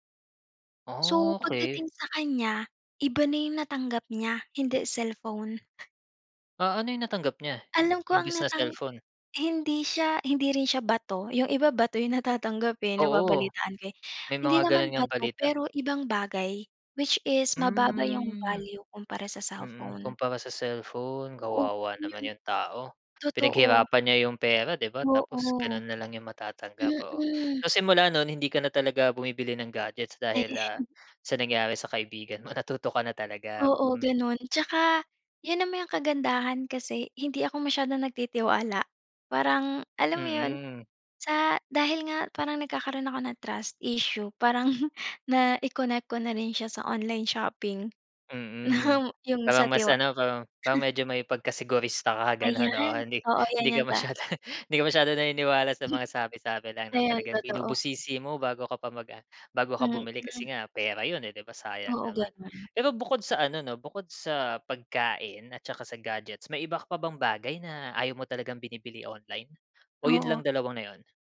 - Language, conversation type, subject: Filipino, podcast, Ano ang mga praktikal at ligtas na tips mo para sa online na pamimili?
- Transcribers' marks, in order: other background noise; tapping; chuckle; chuckle; chuckle